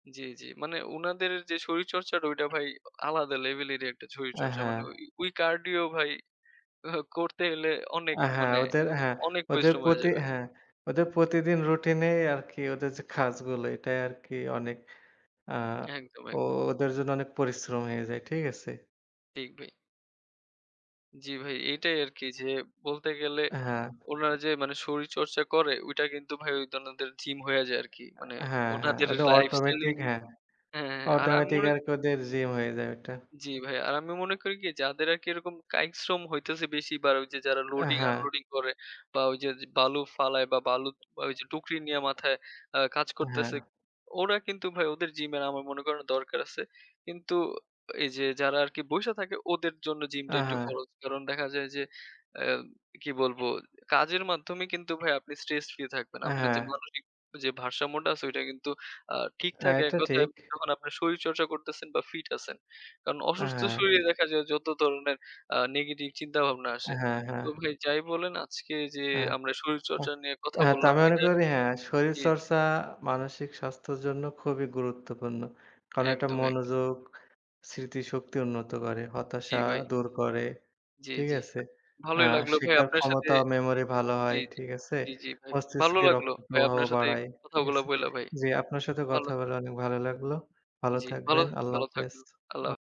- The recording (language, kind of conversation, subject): Bengali, unstructured, তুমি কি মনে করো মানসিক স্বাস্থ্যের জন্য শরীরচর্চা কতটা গুরুত্বপূর্ণ?
- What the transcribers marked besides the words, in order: other background noise; "শরীরচর্চা" said as "ছরিরচর্চা"; scoff; "গেলে" said as "এলে"; "উনাদের" said as "দনাদের"; "ওদের" said as "ওদে"; in English: "loading-unloading"